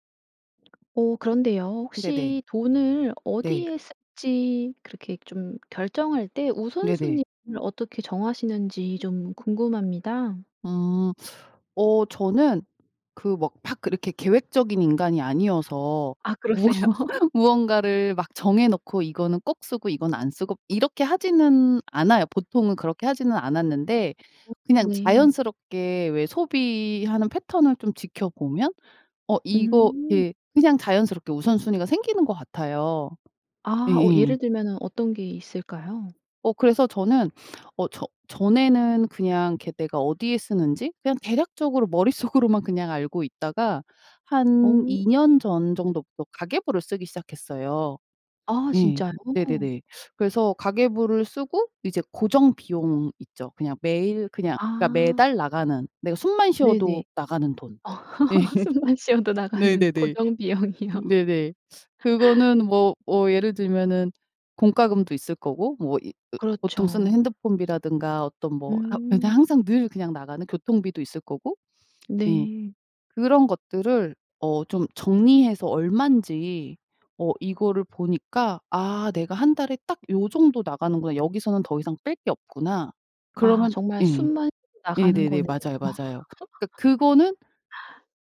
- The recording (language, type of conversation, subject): Korean, podcast, 돈을 어디에 먼저 써야 할지 우선순위는 어떻게 정하나요?
- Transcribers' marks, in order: tapping; other background noise; laughing while speaking: "무언"; laughing while speaking: "그러세요"; laugh; sniff; laughing while speaking: "머릿속으로만"; laugh; laughing while speaking: "숨만 쉬어도 나가는 고정비용이요"; laughing while speaking: "예. 네네네"; laugh; unintelligible speech; laugh